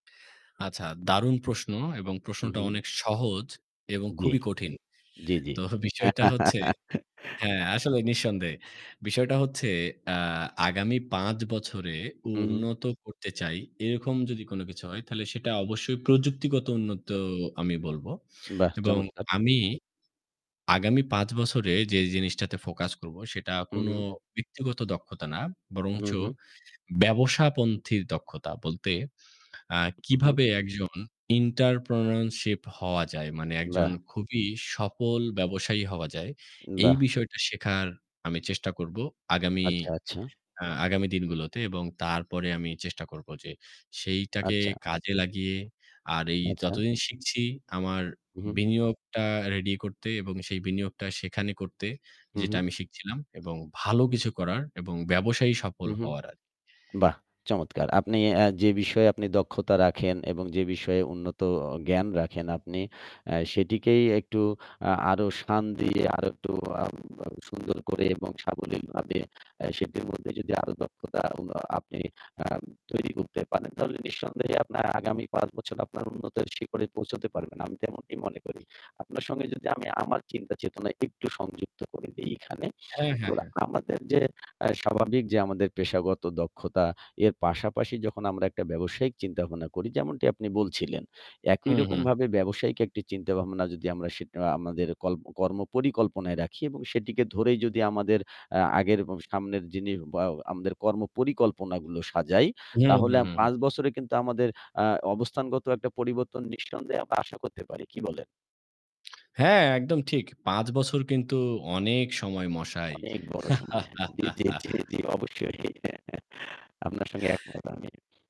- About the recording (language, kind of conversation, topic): Bengali, unstructured, আগামী পাঁচ বছরে আপনি নিজেকে কোথায় দেখতে চান?
- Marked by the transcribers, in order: static; laughing while speaking: "তো"; laugh; in English: "focus"; distorted speech; in English: "entrepreneurship"; mechanical hum; other background noise; unintelligible speech; laugh; chuckle